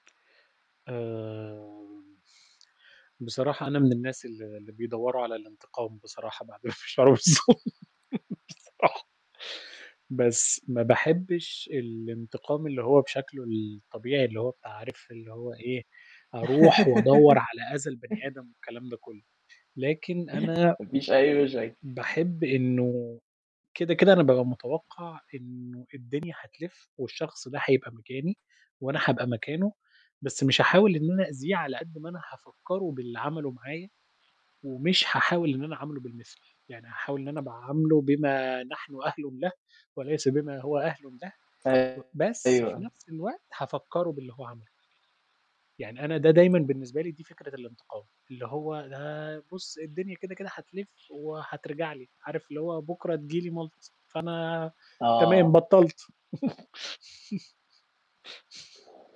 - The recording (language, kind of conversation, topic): Arabic, unstructured, إيه رأيك في فكرة الانتقام لما تحس إنك اتظلمت؟
- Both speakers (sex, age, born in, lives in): male, 20-24, Saudi Arabia, Germany; male, 30-34, Egypt, Romania
- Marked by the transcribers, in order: laughing while speaking: "مش بصراحة"; unintelligible speech; laugh; mechanical hum; static; laugh; tapping; distorted speech; chuckle